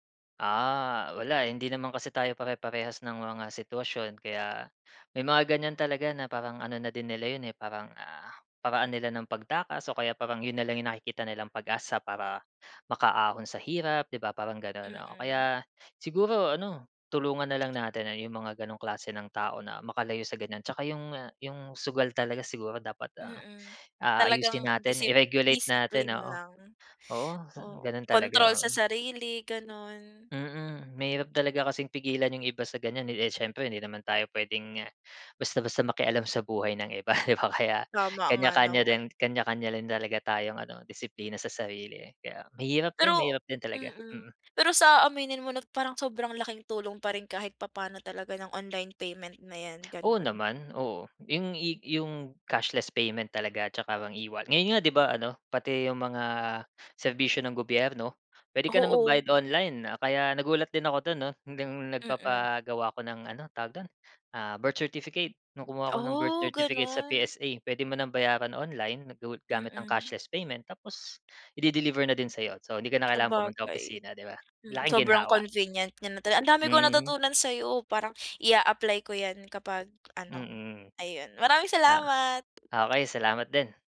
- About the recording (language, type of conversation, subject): Filipino, podcast, Ano ang palagay mo sa pagbabayad nang hindi gumagamit ng salapi at sa paggamit ng pitaka sa telepono?
- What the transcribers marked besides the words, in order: tapping